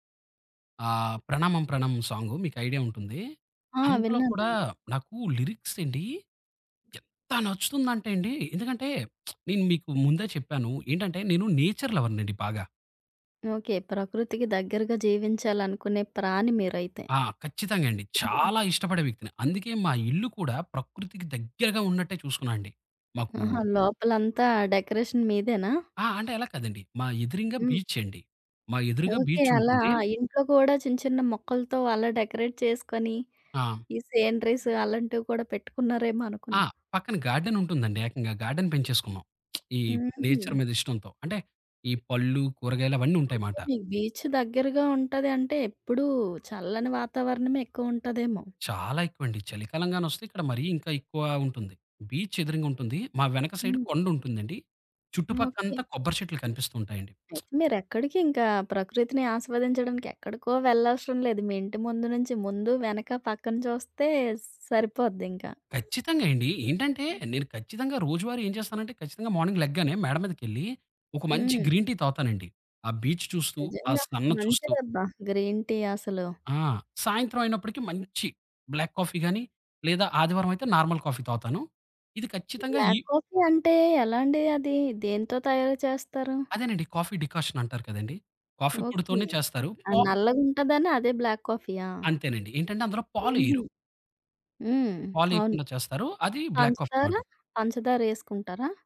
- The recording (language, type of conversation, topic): Telugu, podcast, నువ్వు ఇతరులతో పంచుకునే పాటల జాబితాను ఎలా ప్రారంభిస్తావు?
- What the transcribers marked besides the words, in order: stressed: "ఎంత"; tapping; lip smack; in English: "నేచర్ లవర్‌నండి"; stressed: "చాలా"; other background noise; in English: "డెకరేషన్"; in English: "డెకరేట్"; in English: "సీనరీస్"; in English: "గార్డెన్"; lip smack; in English: "నేచర్"; in English: "బీచ్"; lip smack; in English: "మార్నింగ్"; in English: "గ్రీన్ టీ"; in English: "బీచ్"; in English: "గ్రీన్ టీ"; in English: "బ్లాక్ కాఫీ"; in English: "నార్మల్ కాఫీ"; in English: "బ్లాక్ కాఫీ"; in English: "బ్లాక్ కాఫీయా?"; in English: "బ్లాక్ కాఫీ"